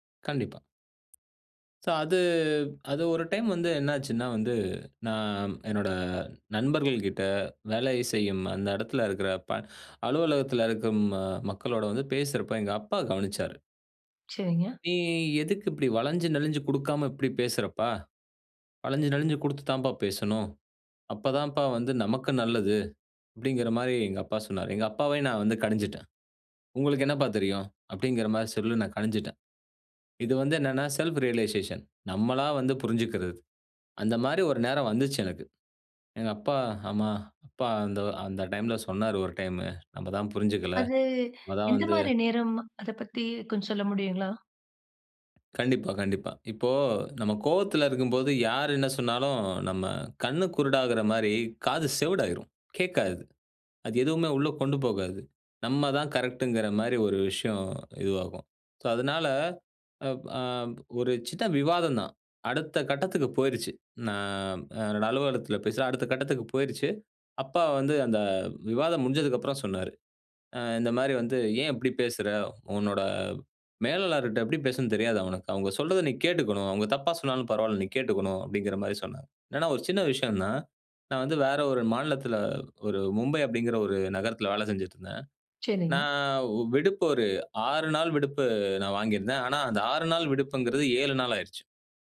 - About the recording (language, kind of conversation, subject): Tamil, podcast, முன்னோர்கள் அல்லது குடும்ப ஆலோசனை உங்கள் தொழில் பாதைத் தேர்வில் எவ்வளவு தாக்கத்தைச் செலுத்தியது?
- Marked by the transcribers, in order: in English: "சோ"; in English: "டைம்"; "இப்படி" said as "இப்பிடி"; "இப்படி" said as "இப்பிடி"; "அப்ப" said as "அப்போ"; in English: "செல்ஃப் ரியலைசேஷன்"; in English: "டைம்ல"; in English: "டைம்"; in English: "கரெக்ட்ங்கிற"; in English: "சோ"